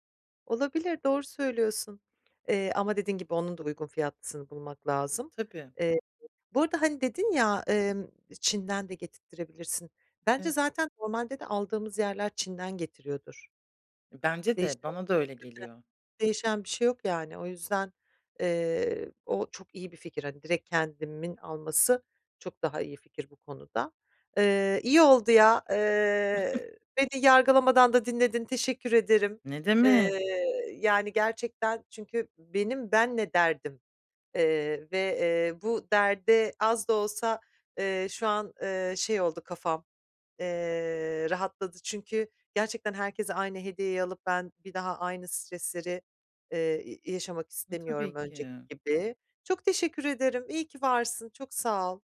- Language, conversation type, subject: Turkish, advice, Sevdiklerime uygun ve özel bir hediye seçerken nereden başlamalıyım?
- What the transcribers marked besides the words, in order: unintelligible speech; chuckle